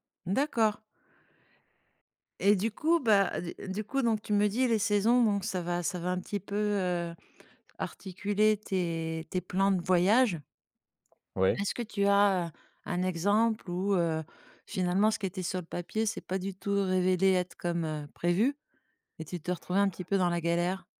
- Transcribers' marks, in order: tapping
- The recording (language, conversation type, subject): French, podcast, Comment les saisons t’ont-elles appris à vivre autrement ?